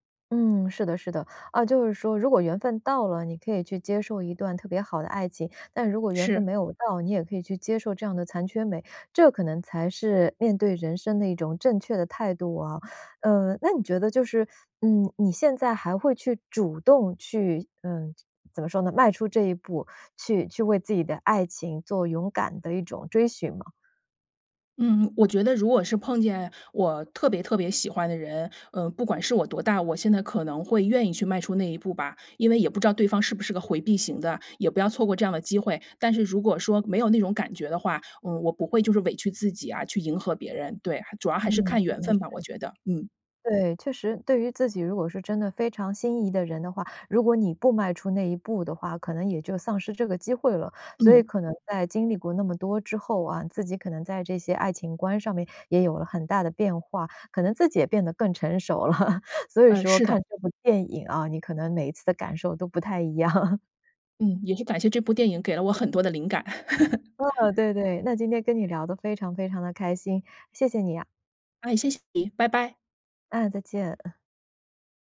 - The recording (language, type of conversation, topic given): Chinese, podcast, 你能跟我们分享一部对你影响很大的电影吗？
- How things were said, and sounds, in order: teeth sucking; chuckle; chuckle; laugh; chuckle